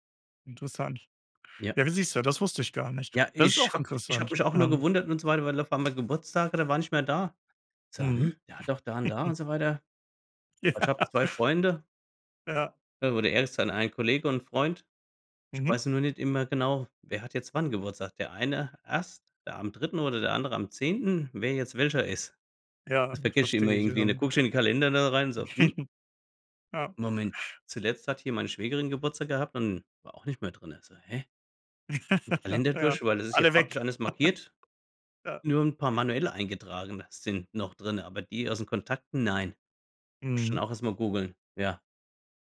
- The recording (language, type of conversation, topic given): German, unstructured, Wie wichtig ist dir Datenschutz im Internet?
- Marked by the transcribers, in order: other background noise; chuckle; laughing while speaking: "Ja"; laugh; laugh; laugh